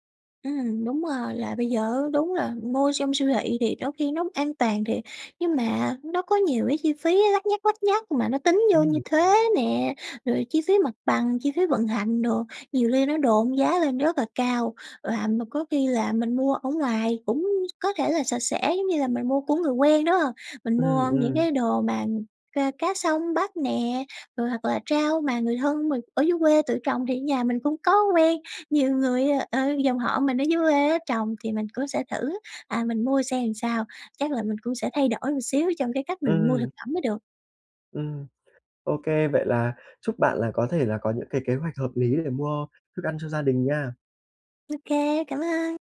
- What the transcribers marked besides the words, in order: tapping; alarm; laughing while speaking: "nhiều người, ờ"; "là" said as "ờn"
- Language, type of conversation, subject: Vietnamese, advice, Làm thế nào để mua thực phẩm tốt cho sức khỏe khi ngân sách eo hẹp?